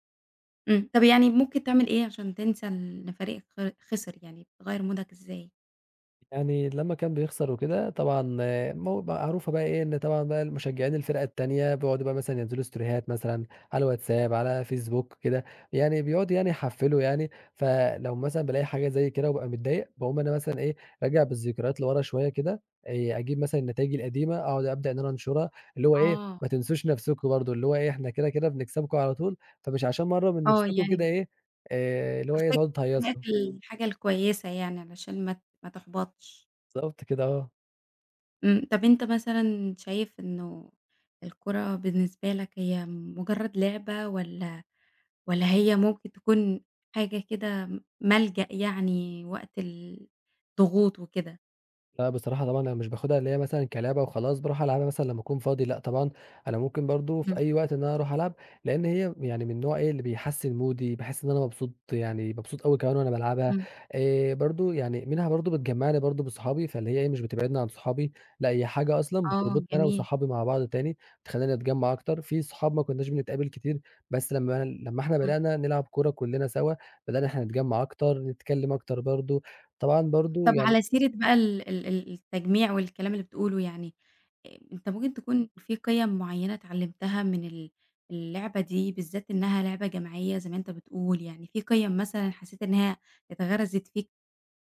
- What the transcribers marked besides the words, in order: in English: "مودك"; in English: "ستوريهات"; unintelligible speech; in English: "مودي"
- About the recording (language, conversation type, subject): Arabic, podcast, إيه أكتر هواية بتحب تمارسها وليه؟